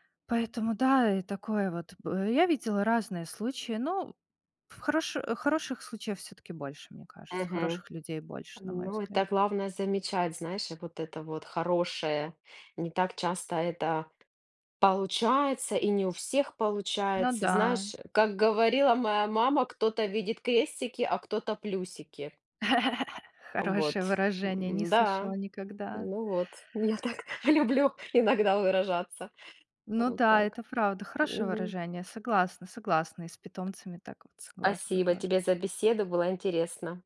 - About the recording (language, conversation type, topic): Russian, unstructured, Почему, по вашему мнению, люди заводят домашних животных?
- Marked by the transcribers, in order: tapping; laugh; laughing while speaking: "я так люблю иногда выражаться"